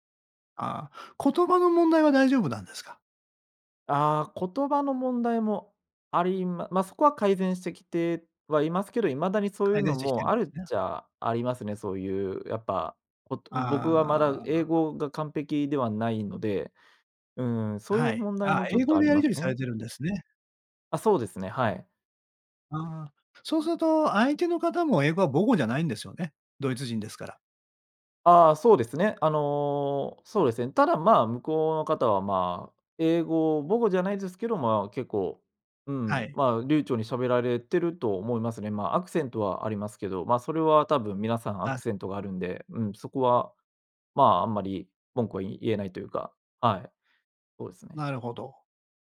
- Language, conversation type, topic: Japanese, advice, 上司や同僚に自分の意見を伝えるのが怖いのはなぜですか？
- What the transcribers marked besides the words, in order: other noise; other background noise